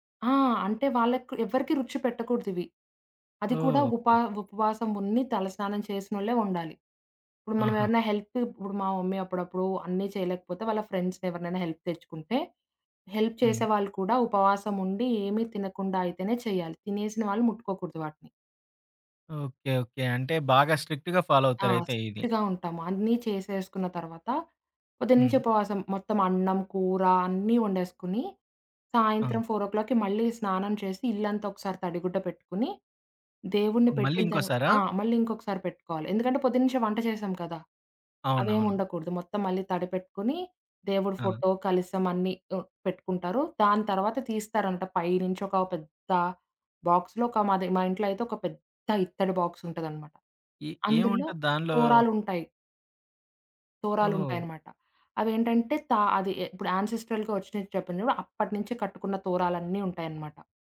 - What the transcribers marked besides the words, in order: in English: "హెల్ప్"; in English: "మమ్మీ"; in English: "ఫ్రెండ్స్‌ని"; in English: "హెల్ప్‌కి"; in English: "హెల్ప్"; in English: "స్ట్రిక్ట్‌గా ఫాలో"; other background noise; in English: "స్ట్రిక్ట్‌గా"; in English: "ఫోర్ ఓ క్లాక్‌కి"; in English: "బాక్స్‌లో"; stressed: "పెద్ద"; in English: "బాక్స్"; in English: "యాన్సెస్ట్రల్‌గా"
- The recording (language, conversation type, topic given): Telugu, podcast, మీ కుటుంబ సంప్రదాయాల్లో మీకు అత్యంత ఇష్టమైన సంప్రదాయం ఏది?